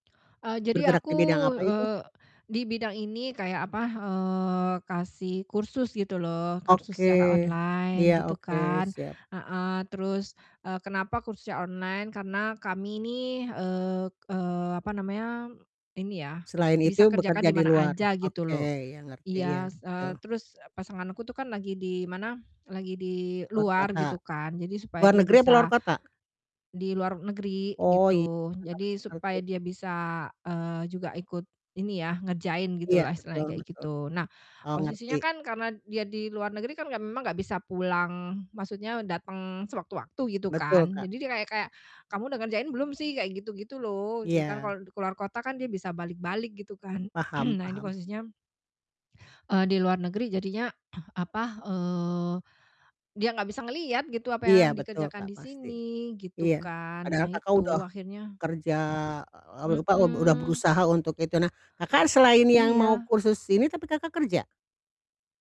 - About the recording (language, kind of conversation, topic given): Indonesian, advice, Kapan Anda pernah bereaksi marah berlebihan terhadap masalah kecil?
- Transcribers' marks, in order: distorted speech; other background noise; throat clearing; throat clearing; throat clearing; tapping